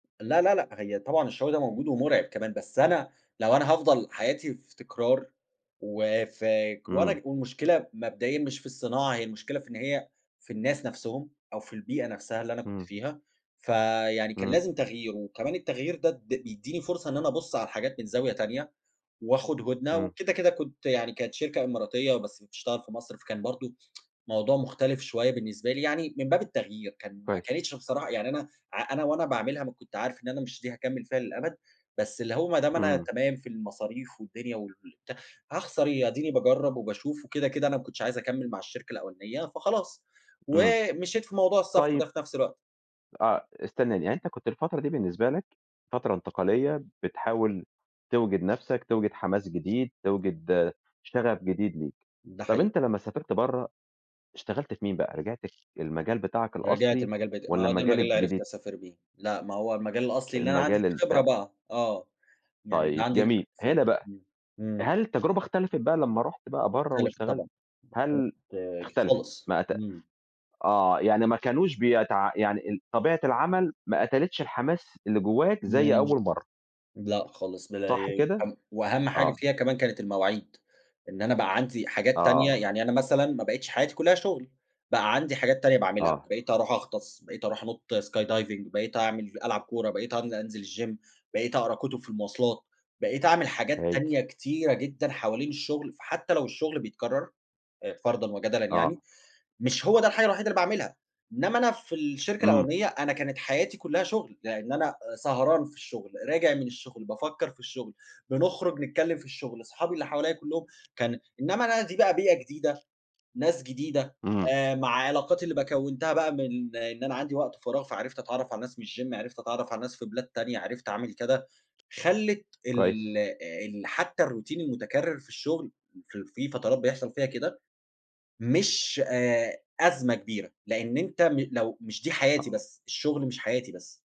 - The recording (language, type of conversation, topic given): Arabic, podcast, إزاي بتتعامل مع الروتين اللي بيقتل حماسك؟
- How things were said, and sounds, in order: tsk; other background noise; unintelligible speech; in English: "sky diving"; in English: "الgym"; tapping; in English: "الgym"; in English: "الروتين"